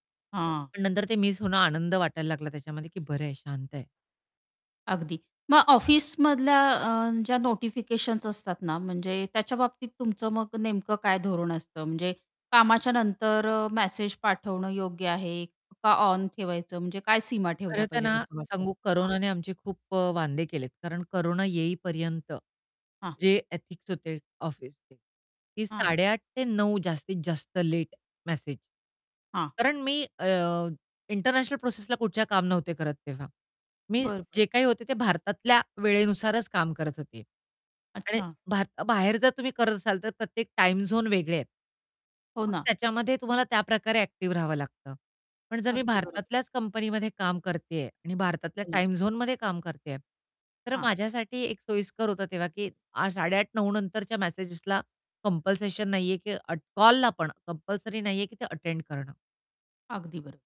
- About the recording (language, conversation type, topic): Marathi, podcast, नोटिफिकेशन्समुळे लक्ष विचलित होतं का?
- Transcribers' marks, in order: static; other background noise; distorted speech; in English: "एथिक्स"; in English: "टाईम झोन"; in English: "टाईम झोनमध्ये"; in English: "कंपल्सेशन"; "कंपल्शन" said as "कंपल्सेशन"; in English: "कंपल्सरी"; in English: "अटेंड"